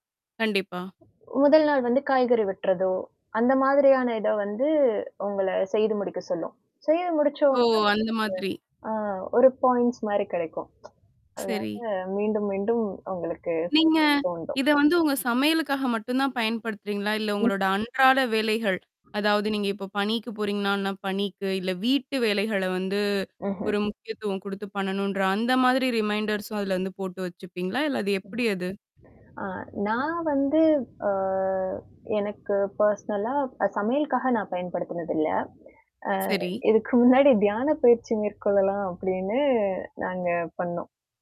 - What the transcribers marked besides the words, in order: static; other noise; dog barking; mechanical hum; in English: "பாயிண்ட்ஸ்"; tapping; distorted speech; in English: "ரிமைண்டர்ஸும்"; in English: "பர்சனலா"; laughing while speaking: "இதுக்கு முன்னாடி தியானப் பயிற்சி மேற்கொள்ளலாம் அப்படின்னு நாங்க பண்ணோம்"
- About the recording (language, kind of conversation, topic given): Tamil, podcast, உங்களுக்கு அதிகம் உதவிய உற்பத்தித் திறன் செயலிகள் எவை என்று சொல்ல முடியுமா?